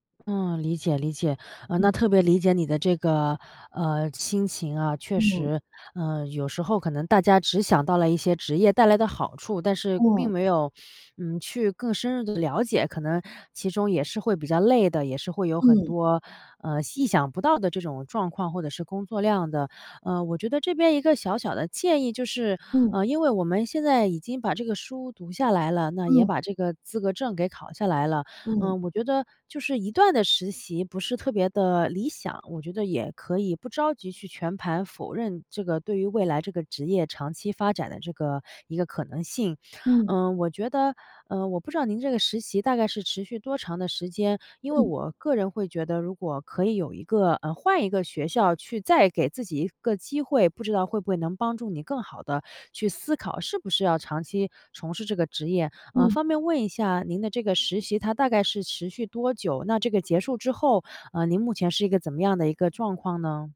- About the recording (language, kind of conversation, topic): Chinese, advice, 我长期对自己的职业方向感到迷茫，该怎么办？
- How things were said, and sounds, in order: none